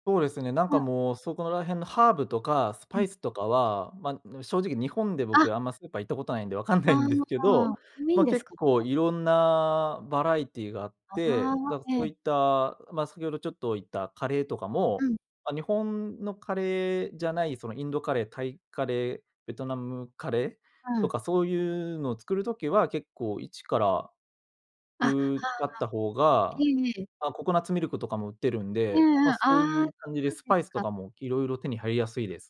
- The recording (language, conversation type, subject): Japanese, podcast, 味付けのコツは何かありますか？
- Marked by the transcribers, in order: other background noise